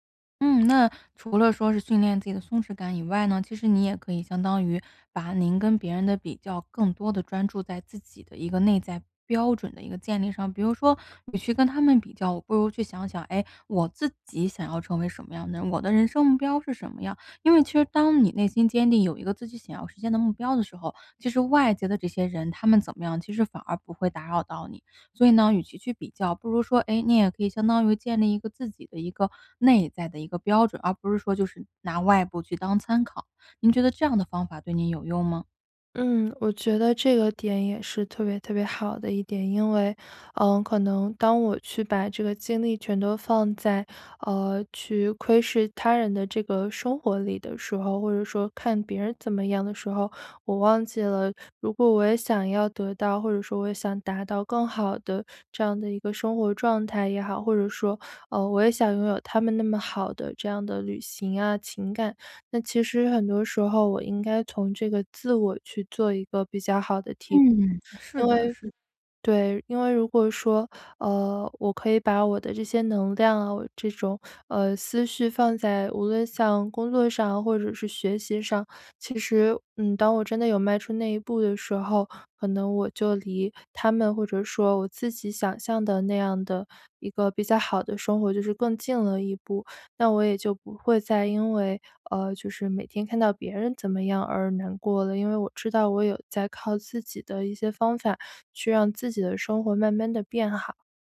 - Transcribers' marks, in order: unintelligible speech
- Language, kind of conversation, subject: Chinese, advice, 我总是容易被消极比较影响情绪，该怎么做才能不让心情受影响？